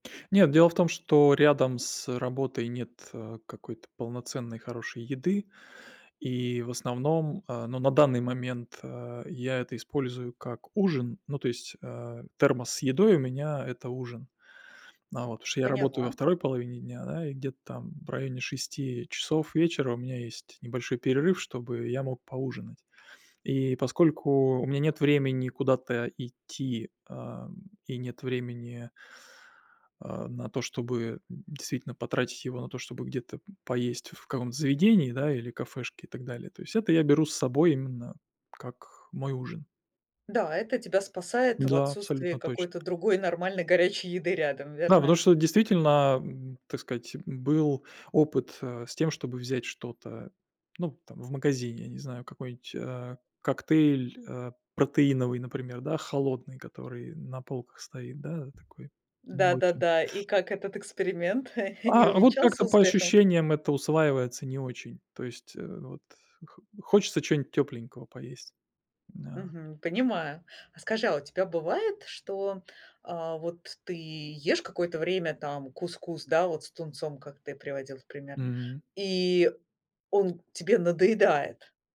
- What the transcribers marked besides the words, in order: tapping; other background noise; chuckle
- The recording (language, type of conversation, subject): Russian, podcast, Какие блюда выручают вас в напряжённые будни?